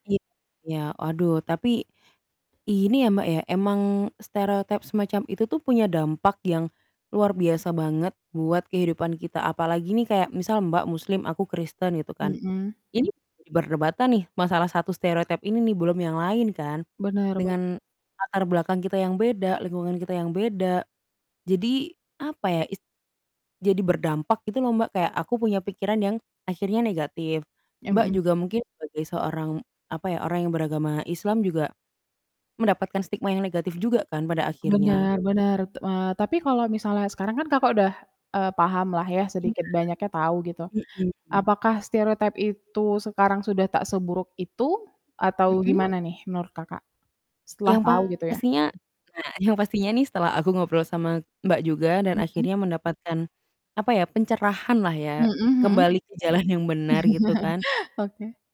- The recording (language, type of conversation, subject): Indonesian, unstructured, Apa yang paling membuatmu kesal tentang stereotip budaya atau agama?
- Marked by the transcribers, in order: distorted speech; other background noise; chuckle